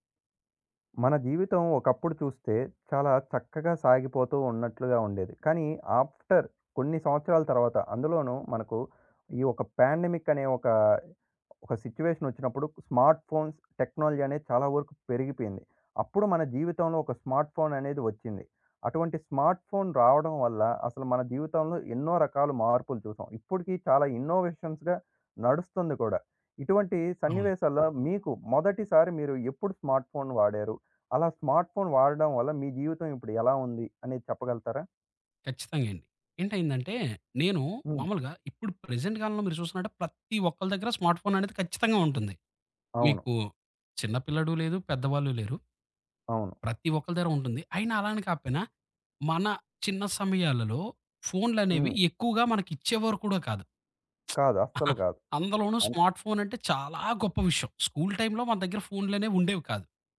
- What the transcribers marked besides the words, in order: in English: "ఆఫ్టర్"; in English: "ప్యాండమిక్"; other background noise; in English: "సిట్యుయేషన్"; in English: "స్మార్ట్ ఫోన్స్ టెక్నాలజీ"; in English: "స్మార్ట్ ఫోన్"; in English: "స్మార్ట్ ఫోన్"; in English: "ఇన్నోవేషన్స్‌గా"; in English: "స్మార్ట్ ఫోన్"; in English: "స్మార్ట్ ఫోన్"; tapping; in English: "ప్రెజెంట్"; in English: "స్మార్ట్ ఫోన్"; lip smack; chuckle; in English: "స్మార్ట్ ఫోన్"
- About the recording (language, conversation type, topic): Telugu, podcast, మీ తొలి స్మార్ట్‌ఫోన్ మీ జీవితాన్ని ఎలా మార్చింది?